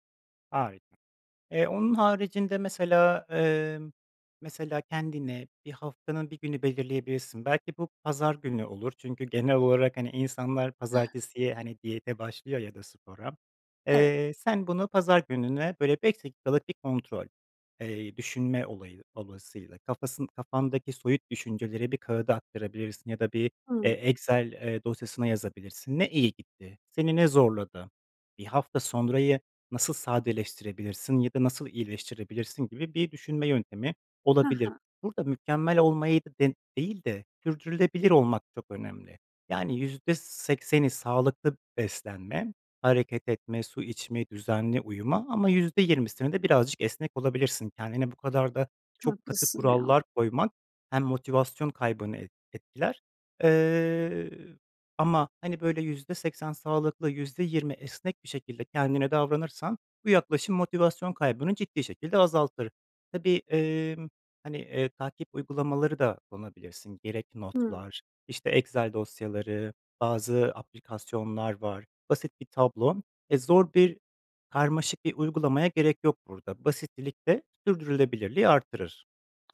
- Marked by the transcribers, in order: other background noise
- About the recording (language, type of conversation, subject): Turkish, advice, Hedeflerimdeki ilerlemeyi düzenli olarak takip etmek için nasıl bir plan oluşturabilirim?